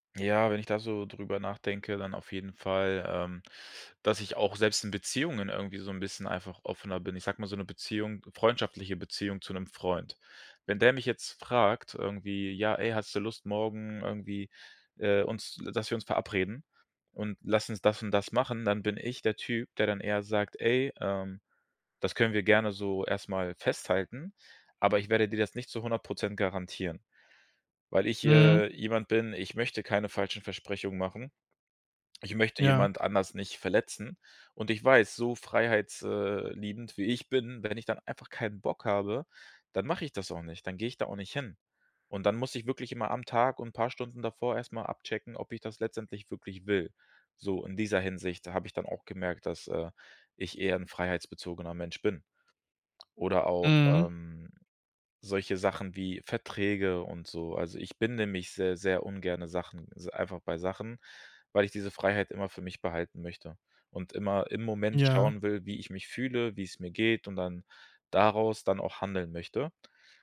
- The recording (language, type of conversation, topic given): German, podcast, Mal ehrlich: Was ist dir wichtiger – Sicherheit oder Freiheit?
- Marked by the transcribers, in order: none